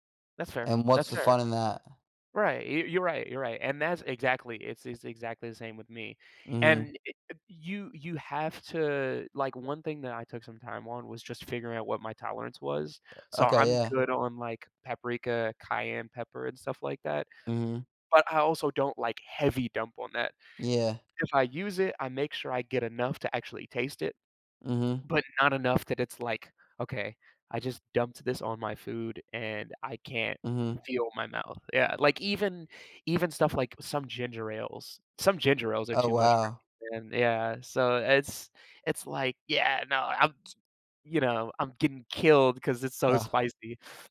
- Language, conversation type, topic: English, unstructured, What makes a home-cooked meal special to you?
- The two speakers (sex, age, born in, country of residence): male, 20-24, United States, United States; male, 20-24, United States, United States
- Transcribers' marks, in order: none